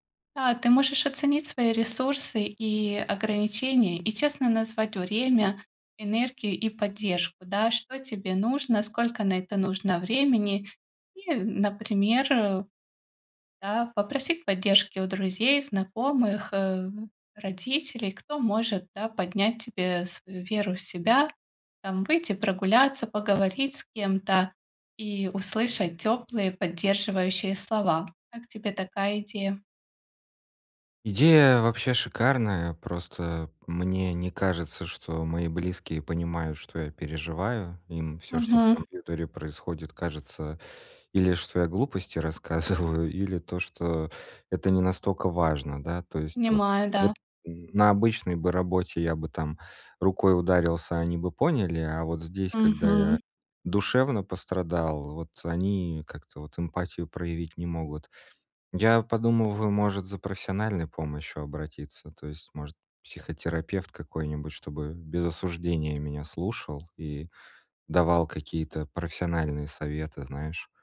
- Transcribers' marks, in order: tapping; chuckle
- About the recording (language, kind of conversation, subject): Russian, advice, Как согласовать мои большие ожидания с реальными возможностями, не доводя себя до эмоционального выгорания?
- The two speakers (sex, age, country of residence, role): female, 35-39, Bulgaria, advisor; male, 35-39, Estonia, user